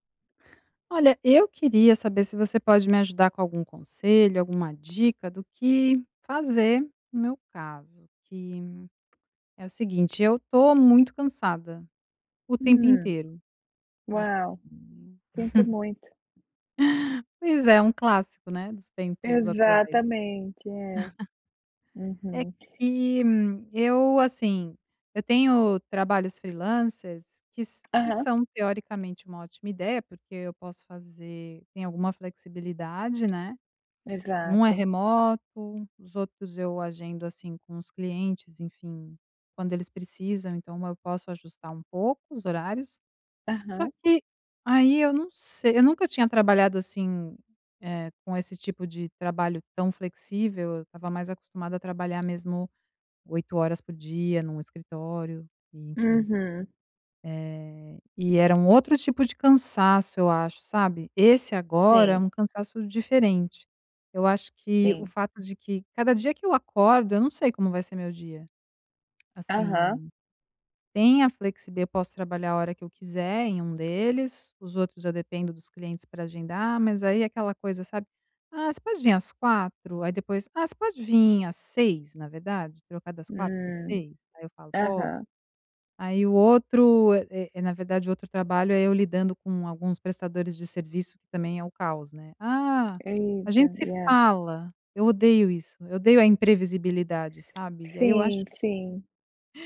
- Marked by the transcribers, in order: tapping; chuckle; chuckle; other background noise
- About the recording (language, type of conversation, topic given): Portuguese, advice, Como descrever a exaustão crônica e a dificuldade de desconectar do trabalho?
- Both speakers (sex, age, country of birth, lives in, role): female, 45-49, Brazil, Italy, user; female, 45-49, Brazil, United States, advisor